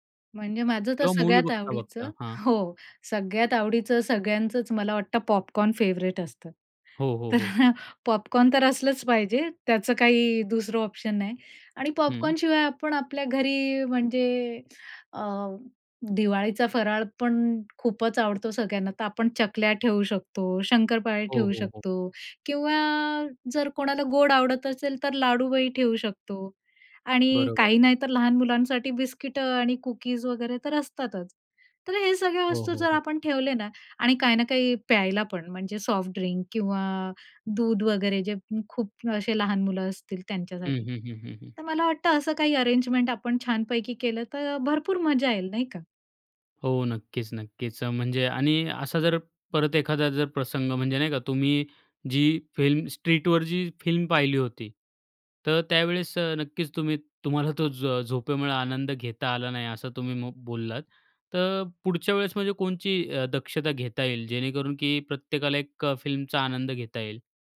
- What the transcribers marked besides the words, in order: in English: "मूवी"; chuckle; in English: "फेवरेट"; chuckle; in English: "ऑप्शन"; in English: "कुकीज"; in English: "सॉफ्ट ड्रिंक"; in English: "अरेंजमेंट"; in English: "फिल्म, स्ट्रीटवर"; in English: "फिल्म"; in English: "फिल्मचा"
- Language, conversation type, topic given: Marathi, podcast, कुटुंबासोबतच्या त्या जुन्या चित्रपटाच्या रात्रीचा अनुभव तुला किती खास वाटला?